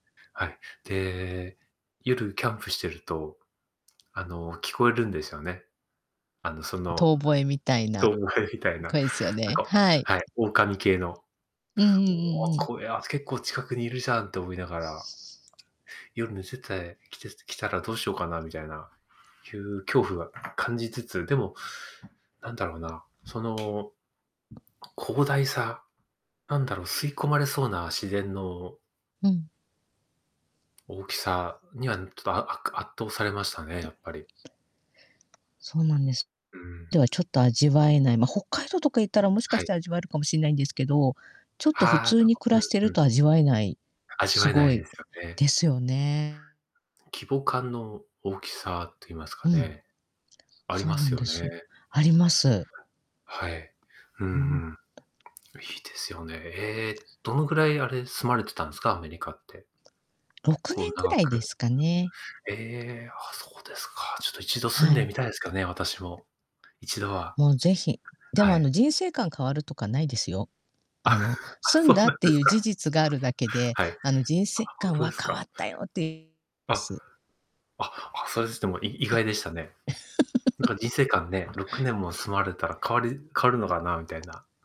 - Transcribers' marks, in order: other background noise; tapping; distorted speech; laughing while speaking: "あ、 あ、そうなんですか"; laugh; unintelligible speech; chuckle
- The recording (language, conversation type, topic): Japanese, unstructured, 旅行先でいちばん驚いた場所はどこですか？